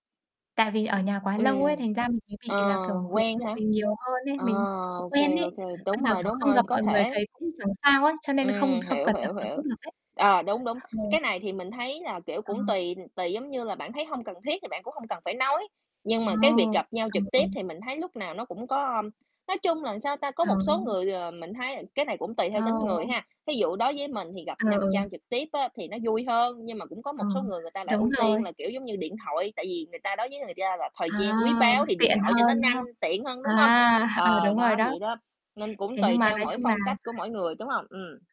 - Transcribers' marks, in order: other background noise; tapping; distorted speech; other noise; unintelligible speech; laughing while speaking: "ờ"
- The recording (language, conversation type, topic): Vietnamese, unstructured, Bạn nghĩ sao về việc mọi người ngày càng ít gặp nhau trực tiếp hơn?